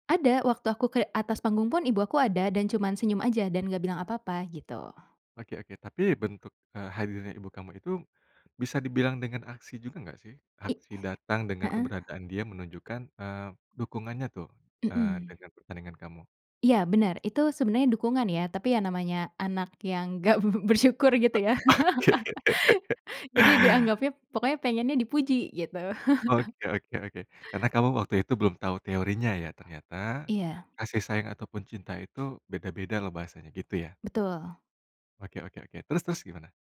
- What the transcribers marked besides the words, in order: laughing while speaking: "oke"; laugh; chuckle; other background noise
- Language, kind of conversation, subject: Indonesian, podcast, Bagaimana cara menghadapi anggota keluarga yang memiliki bahasa cinta yang berbeda-beda?